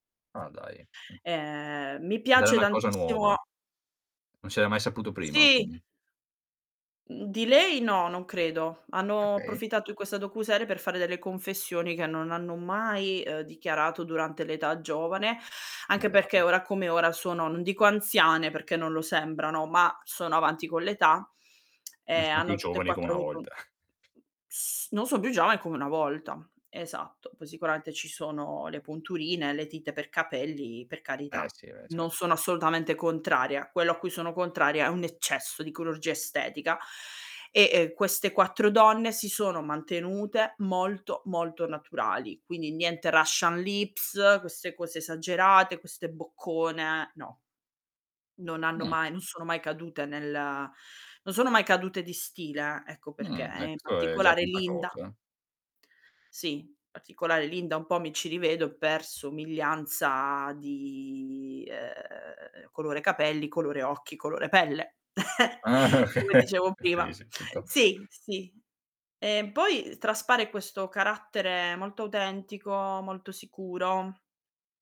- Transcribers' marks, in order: other background noise; static; lip smack; chuckle; "tinte" said as "tite"; "chirurgia" said as "cururgia"; drawn out: "di"; laughing while speaking: "Ah okay"; chuckle; distorted speech; unintelligible speech
- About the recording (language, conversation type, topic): Italian, podcast, Chi sono le tue icone di stile e perché?